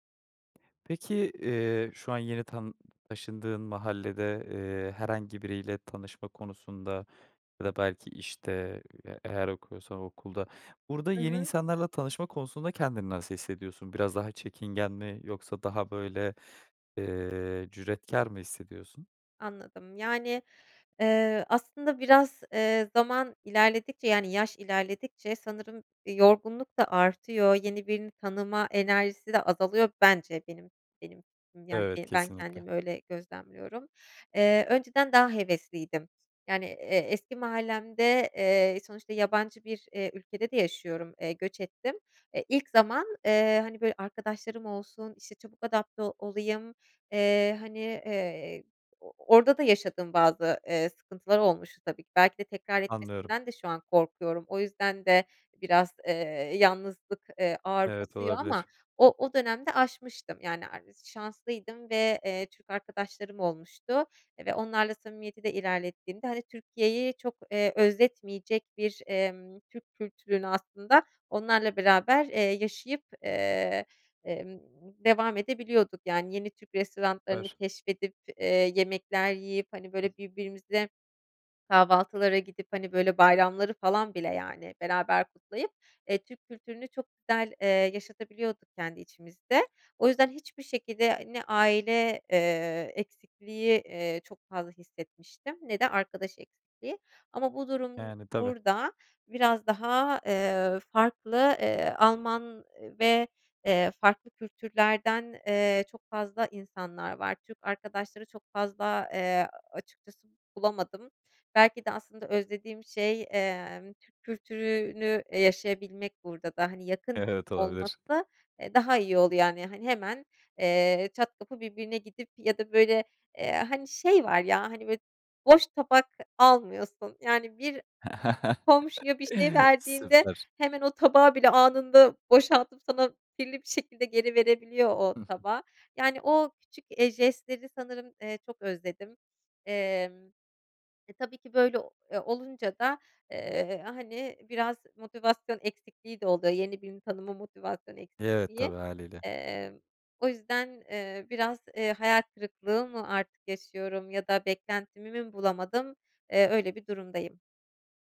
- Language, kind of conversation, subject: Turkish, advice, Yeni bir şehirde kendinizi yalnız ve arkadaşsız hissettiğiniz oluyor mu?
- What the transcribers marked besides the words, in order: other background noise; laughing while speaking: "Evet"; chuckle